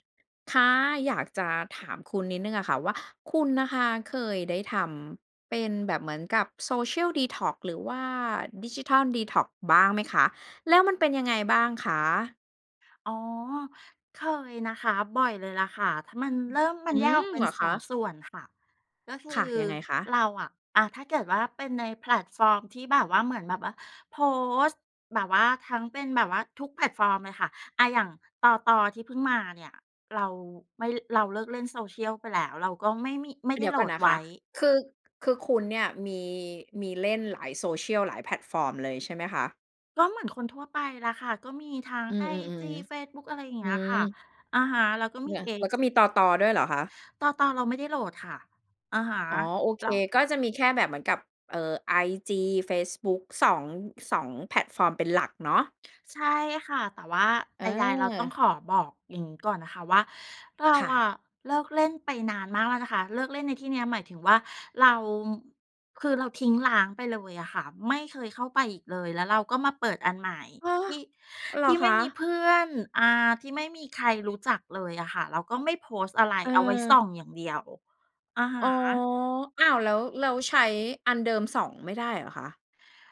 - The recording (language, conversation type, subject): Thai, podcast, คุณเคยทำดีท็อกซ์ดิจิทัลไหม แล้วเป็นยังไง?
- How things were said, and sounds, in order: tapping